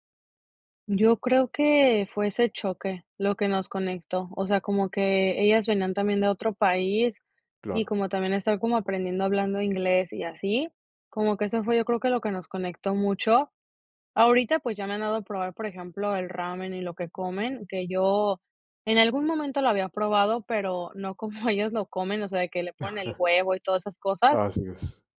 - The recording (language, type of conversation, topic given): Spanish, podcast, ¿Cómo rompes el hielo con desconocidos que podrían convertirse en amigos?
- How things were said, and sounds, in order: laughing while speaking: "ellos"; chuckle; tapping